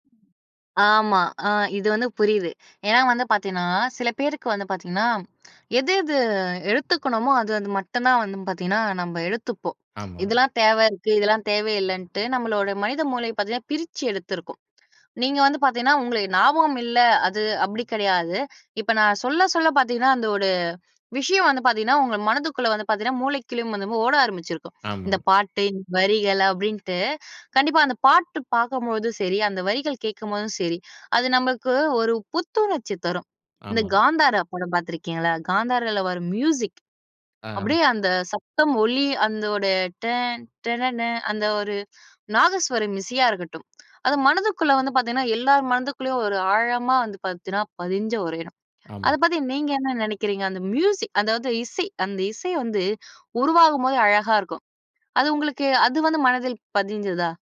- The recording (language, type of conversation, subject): Tamil, podcast, பாடல் வரிகள் உங்கள் நெஞ்சை எப்படித் தொடுகின்றன?
- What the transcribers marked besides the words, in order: other background noise; "மூளைக்குள்ளயும்" said as "மூளைகிழயும்"; singing: "டன் டனன"